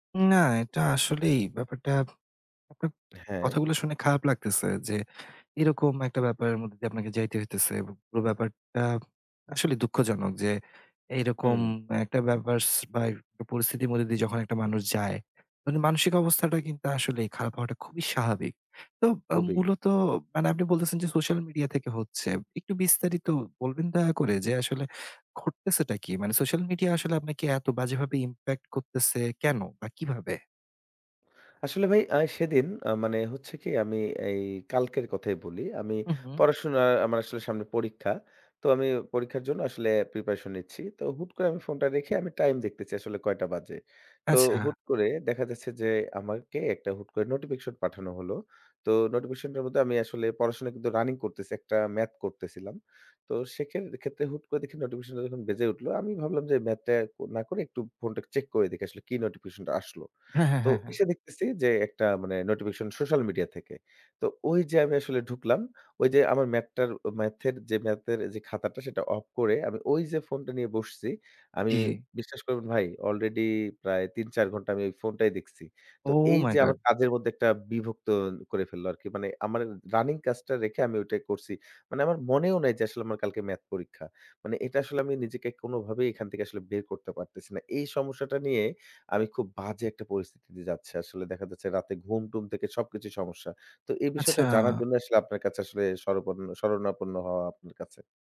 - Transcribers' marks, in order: other background noise; tapping; in English: "impact"
- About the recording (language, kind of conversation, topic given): Bengali, advice, সোশ্যাল মিডিয়া ও ফোনের কারণে বারবার মনোযোগ ভেঙে গিয়ে আপনার কাজ থেমে যায় কেন?